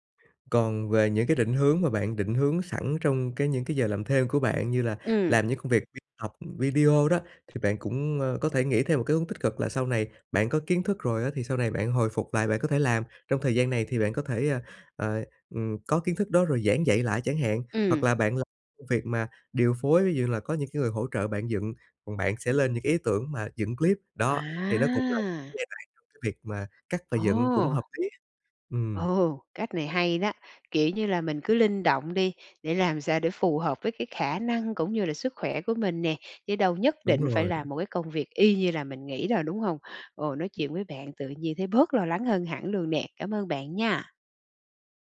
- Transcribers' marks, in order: other background noise; laughing while speaking: "Ồ"
- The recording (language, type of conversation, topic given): Vietnamese, advice, Sau khi nhận chẩn đoán bệnh mới, tôi nên làm gì để bớt lo lắng về sức khỏe và lên kế hoạch cho cuộc sống?
- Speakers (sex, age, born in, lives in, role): female, 40-44, Vietnam, Vietnam, user; male, 30-34, Vietnam, Vietnam, advisor